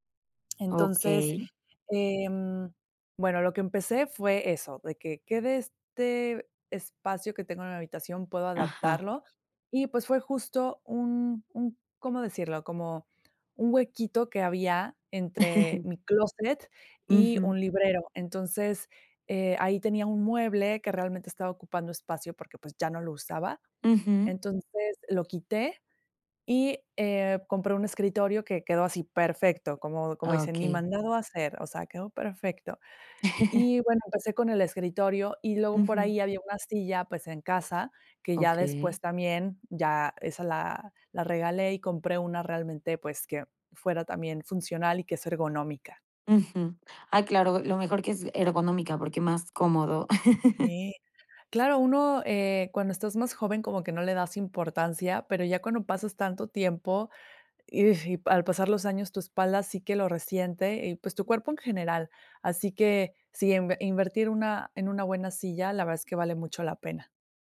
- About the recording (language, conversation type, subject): Spanish, podcast, ¿Cómo organizarías un espacio de trabajo pequeño en casa?
- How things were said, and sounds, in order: other background noise; chuckle; chuckle; laugh; chuckle